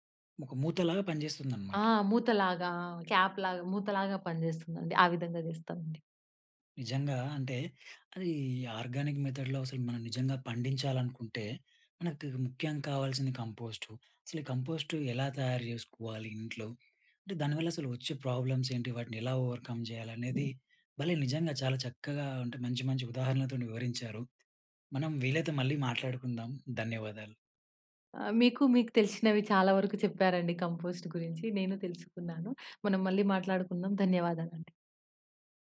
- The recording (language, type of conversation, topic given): Telugu, podcast, ఇంట్లో కంపోస్ట్ చేయడం ఎలా మొదలు పెట్టాలి?
- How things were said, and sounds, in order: in English: "క్యాప్‌లాగా"; in English: "ఆర్గానిక్ మెథడ్‌లో"; in English: "కంపోస్ట్"; in English: "కంపోస్ట్"; in English: "ప్రాబ్లమ్స్"; in English: "ఓవర్‌కమ్"; other background noise; in English: "కంపోస్ట్"